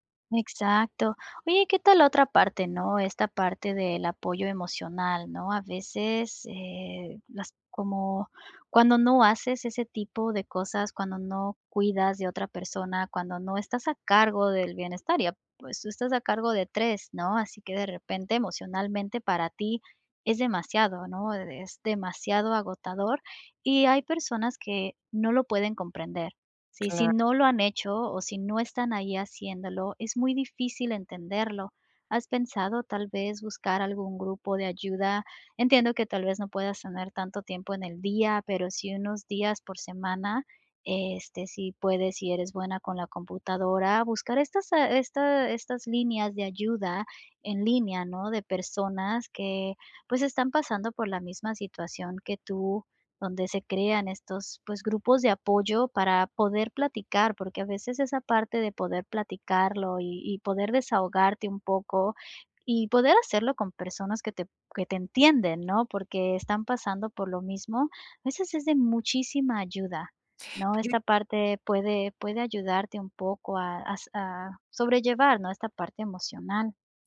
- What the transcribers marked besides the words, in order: unintelligible speech
- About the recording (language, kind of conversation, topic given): Spanish, advice, ¿Cómo puedo manejar la soledad y la falta de apoyo emocional mientras me recupero del agotamiento?